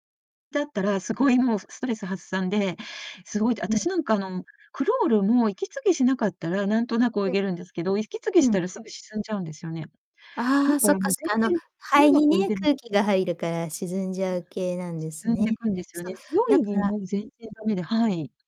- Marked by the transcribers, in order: distorted speech
- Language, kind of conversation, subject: Japanese, unstructured, 運動すると、どんな気分になりますか？